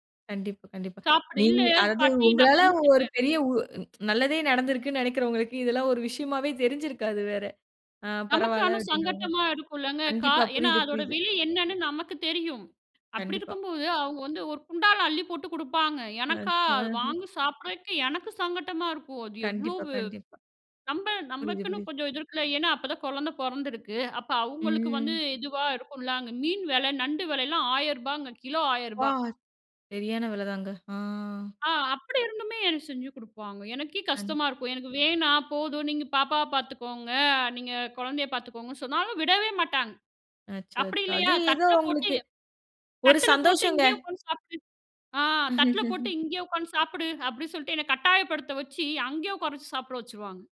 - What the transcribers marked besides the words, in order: drawn out: "ம்"; laugh
- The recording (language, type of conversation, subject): Tamil, podcast, உங்கள் ஊரில் நடந்த மறக்க முடியாத ஒரு சந்திப்பு அல்லது நட்புக் கதையைச் சொல்ல முடியுமா?